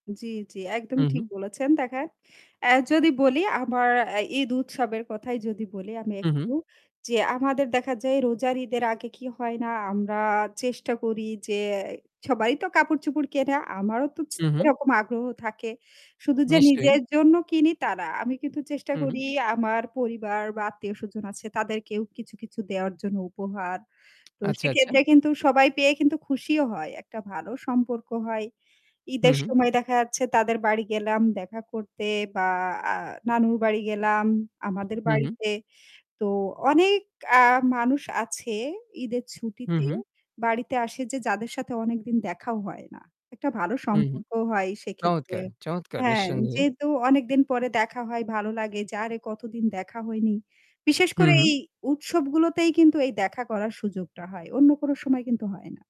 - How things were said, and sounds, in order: "দেখেন" said as "ত্যাকে"; other background noise; static
- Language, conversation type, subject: Bengali, unstructured, উৎসবগুলো আপনার জীবনে কী গুরুত্ব বহন করে?
- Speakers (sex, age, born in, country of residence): female, 35-39, Bangladesh, Bangladesh; male, 40-44, Bangladesh, Bangladesh